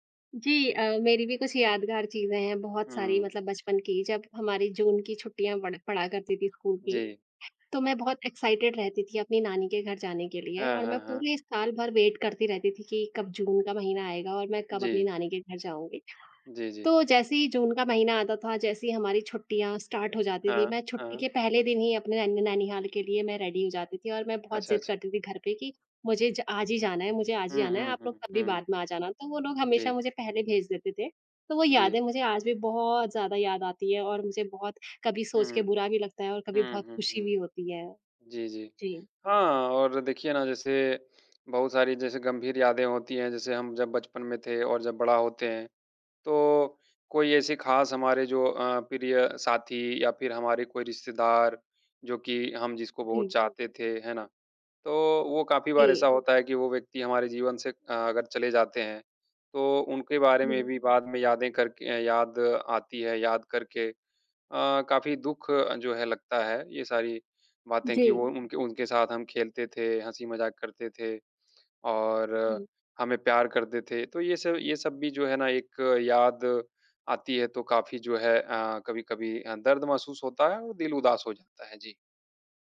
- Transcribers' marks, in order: in English: "एक्साइटेड"; in English: "वेट"; in English: "स्टार्ट"; in English: "रेडी"
- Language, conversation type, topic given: Hindi, unstructured, आपके लिए क्या यादें दुख से ज़्यादा सांत्वना देती हैं या ज़्यादा दर्द?